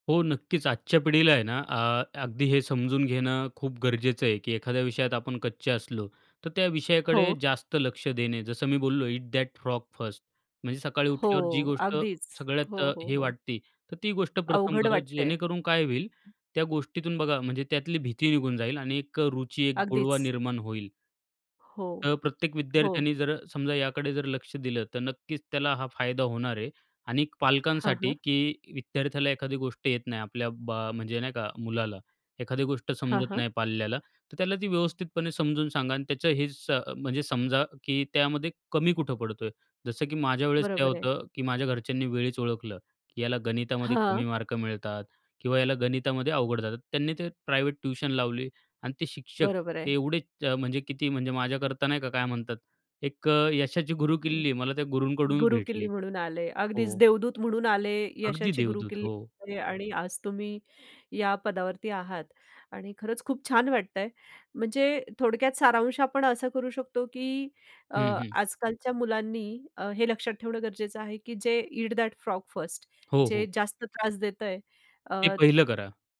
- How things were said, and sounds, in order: in English: "इट दॅट फ्रॉग फर्स्ट"; other background noise; in English: "प्रायव्हेट ट्युशन"; in English: "ईट दॅट फ्रॉग फर्स्ट"
- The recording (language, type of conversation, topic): Marathi, podcast, तुमच्या शिक्षणप्रवासात तुम्हाला सर्वाधिक घडवण्यात सर्वात मोठा वाटा कोणत्या मार्गदर्शकांचा होता?